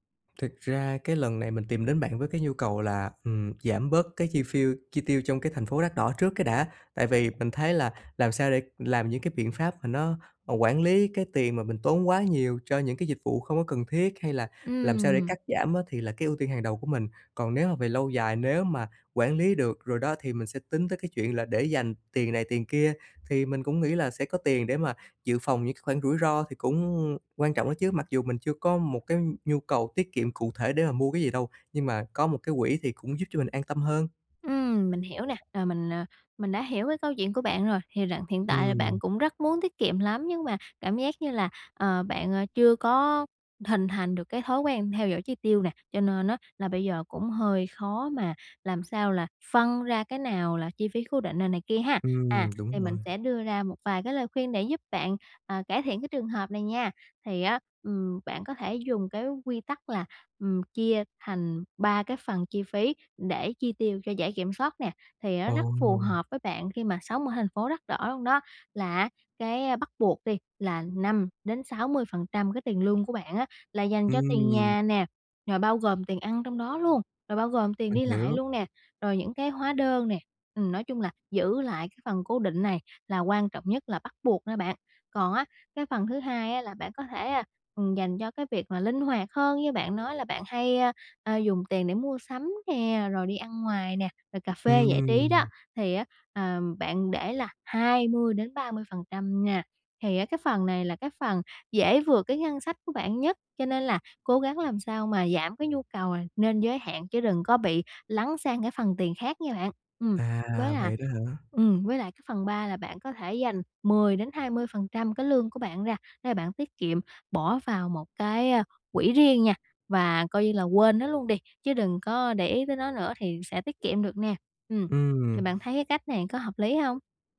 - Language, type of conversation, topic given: Vietnamese, advice, Làm thế nào để tiết kiệm khi sống ở một thành phố có chi phí sinh hoạt đắt đỏ?
- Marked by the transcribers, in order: tapping; other background noise